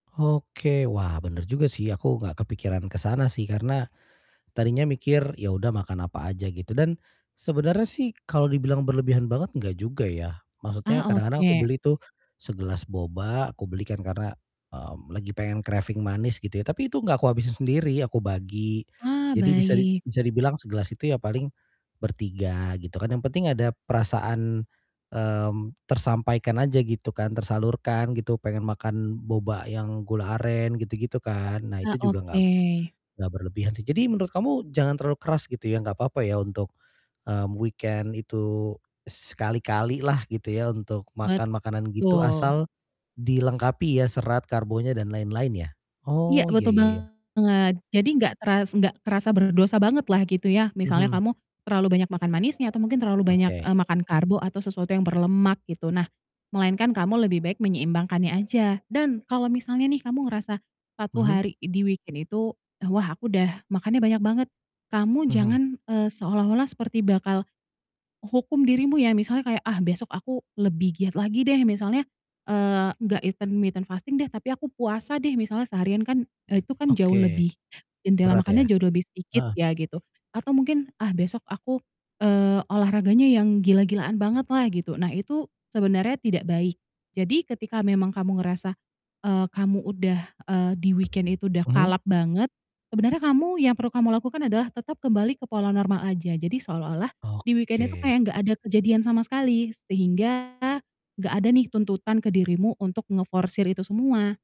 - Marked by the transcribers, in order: other background noise; in English: "craving"; in English: "weekend"; distorted speech; in English: "weekend"; in English: "intermitten fasting"; in English: "weekend"; in English: "weekend"
- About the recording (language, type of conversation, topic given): Indonesian, advice, Bagaimana cara mengatasi rasa bersalah setelah makan berlebihan di akhir pekan?